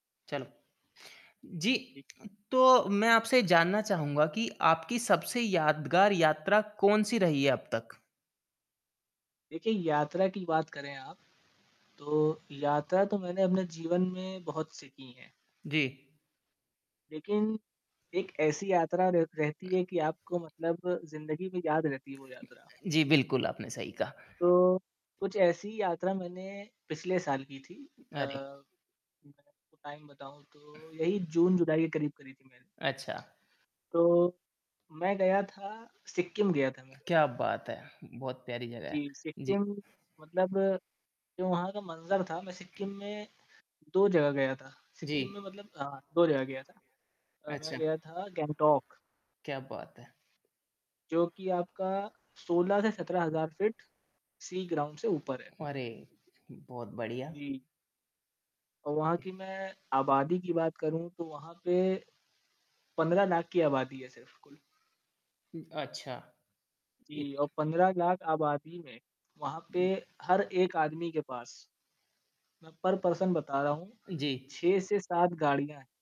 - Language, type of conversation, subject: Hindi, podcast, आपकी सबसे यादगार यात्रा कौन सी रही?
- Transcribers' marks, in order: static; distorted speech; in English: "टाइम"; other background noise; in English: "सी ग्राउंड"; in English: "पर पर्सन"